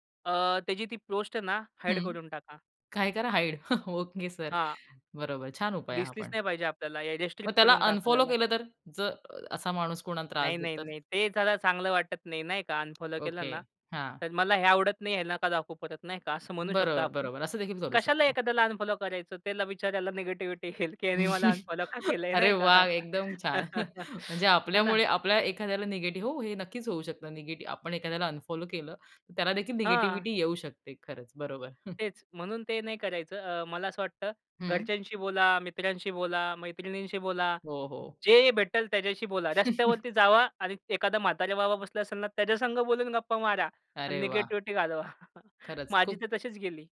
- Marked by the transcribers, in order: laughing while speaking: "हाईड. ओके सर"; tapping; laugh; laughing while speaking: "अरे वाह! एकदम छान. म्हणजे आपल्यामुळे आपल्या"; laughing while speaking: "येईल की ह्यानी मला अनफॉलो का केलंय नाही का"; laugh; chuckle; other background noise; laugh
- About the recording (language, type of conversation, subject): Marathi, podcast, नकारात्मक विचार मनात आले की तुम्ही काय करता?